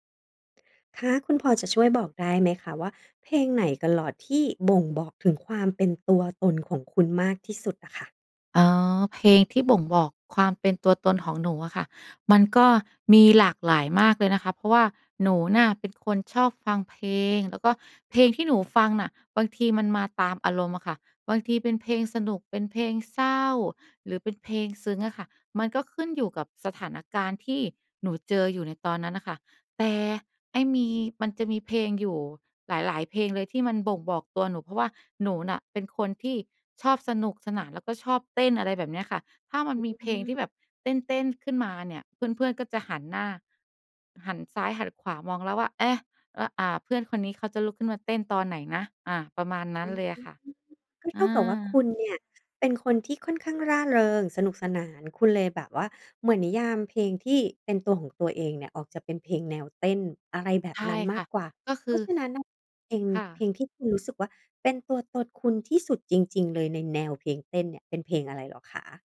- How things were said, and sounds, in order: none
- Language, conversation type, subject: Thai, podcast, เพลงอะไรที่ทำให้คุณรู้สึกว่าเป็นตัวตนของคุณมากที่สุด?